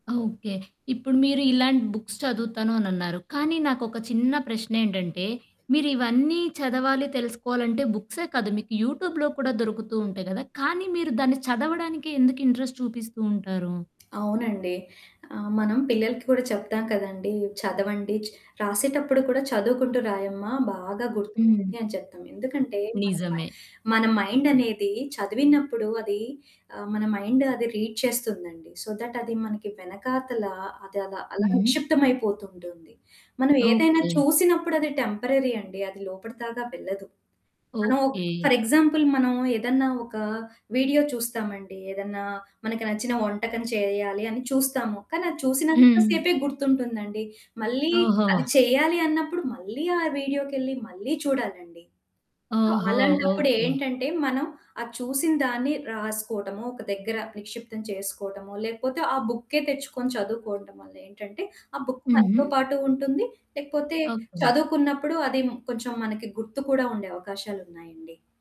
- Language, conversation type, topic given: Telugu, podcast, రోజుకు తక్కువ సమయం కేటాయించి మీరు ఎలా చదువుకుంటారు?
- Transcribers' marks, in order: static; in English: "బుక్స్"; in English: "యూట్యూబ్‌లో"; in English: "ఇంట్రెస్ట్"; other background noise; in English: "మైండ్"; in English: "రీడ్"; in English: "సో దట్"; in English: "టెంపరరీ"; in English: "ఫర్ ఎగ్జాంపుల్"; in English: "సో"